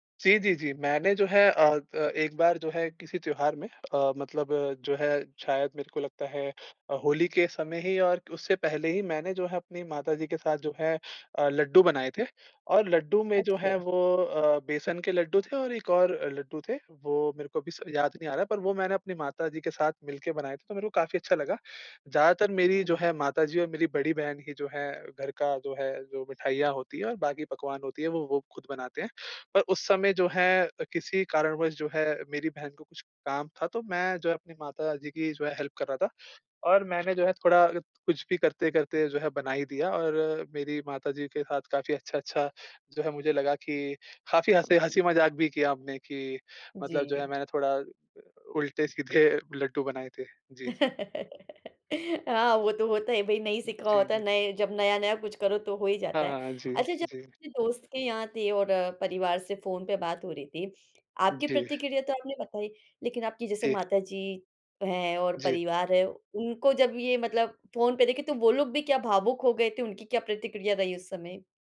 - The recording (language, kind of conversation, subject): Hindi, podcast, किस त्यौहार में शामिल होकर आप सबसे ज़्यादा भावुक हुए?
- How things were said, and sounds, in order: in English: "हेल्प"; laughing while speaking: "सीधे"; laughing while speaking: "हाँ वो तो होता है … जब नया-नया कुछ"